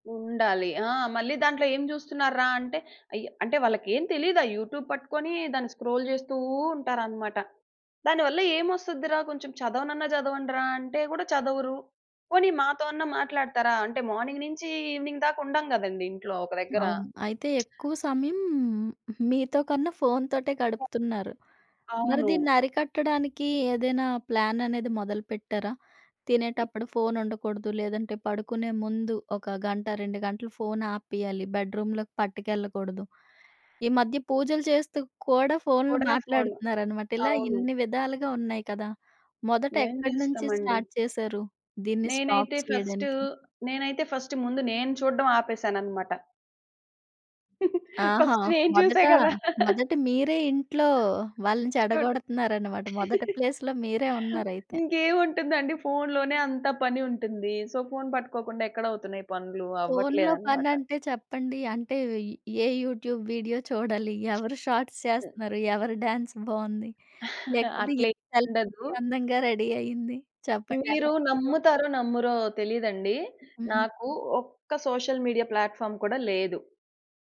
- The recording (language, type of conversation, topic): Telugu, podcast, ఇంట్లో ఫోన్ వాడకూడని ప్రాంతాలు ఏర్పాటు చేయాలా అని మీరు అనుకుంటున్నారా?
- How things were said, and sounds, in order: in English: "యూట్యూబ్"; in English: "స్క్రోల్"; in English: "మార్నింగ్"; in English: "ఈవెనింగ్"; lip smack; in English: "ప్లాన్"; in English: "బెడ్‌రూమ్‌లోకి"; in English: "స్టార్ట్"; in English: "స్టాప్"; in English: "ఫస్ట్"; laughing while speaking: "ఫస్ట్ నేను చూసా గదా!"; in English: "ఫస్ట్"; tapping; in English: "ప్లేస్‌లో"; chuckle; in English: "సో"; in English: "యూట్యూబ్ వీడియో"; in English: "షాట్స్"; other background noise; in English: "డాన్స్"; giggle; in English: "సెలబ్రిటీ"; in English: "రెడీ"; in English: "సోషల్ మీడియా ప్లాట్‌ఫార్మ్"